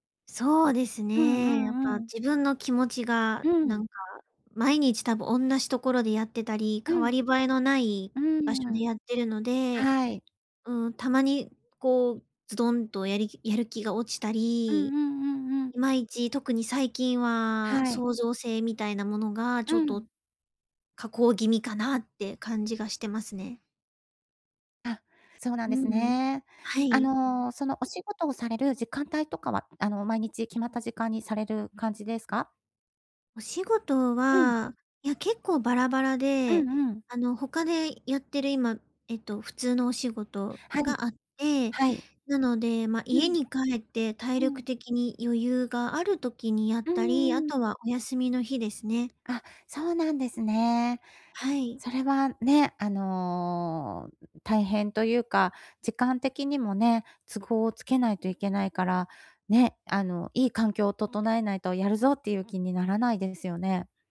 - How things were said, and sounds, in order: other background noise
- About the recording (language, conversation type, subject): Japanese, advice, 環境を変えることで創造性をどう刺激できますか？